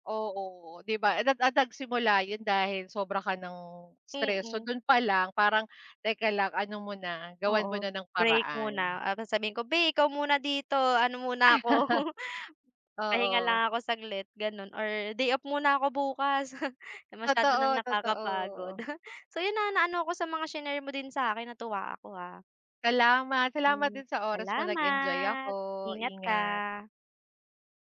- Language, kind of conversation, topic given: Filipino, unstructured, Ano ang mga tip mo para magkaroon ng magandang balanse sa pagitan ng trabaho at personal na buhay?
- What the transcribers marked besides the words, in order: unintelligible speech; other background noise; chuckle; chuckle; other noise